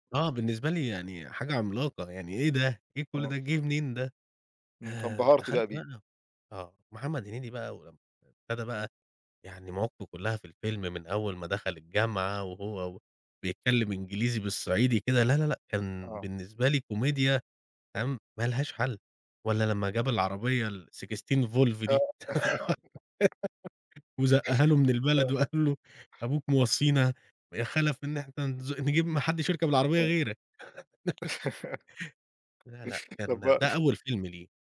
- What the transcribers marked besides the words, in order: tapping; laugh; laughing while speaking: "وزقّها له من البلد وقال له"; laugh; laughing while speaking: "طب ما"; laugh
- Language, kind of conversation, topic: Arabic, podcast, مين الفنان المحلي اللي بتفضّله؟